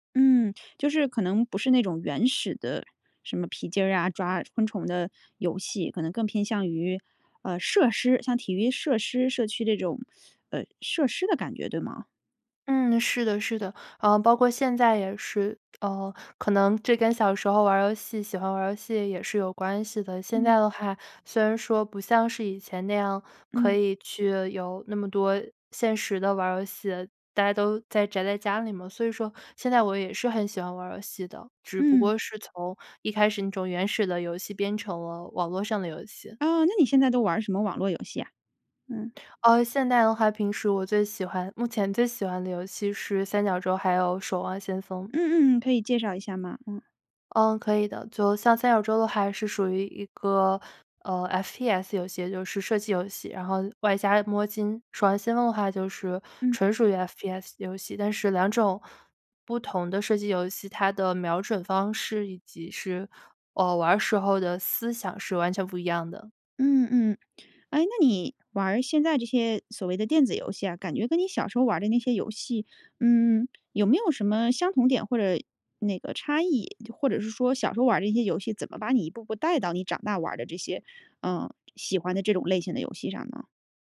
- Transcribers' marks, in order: teeth sucking
- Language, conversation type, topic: Chinese, podcast, 你小时候最喜欢玩的游戏是什么？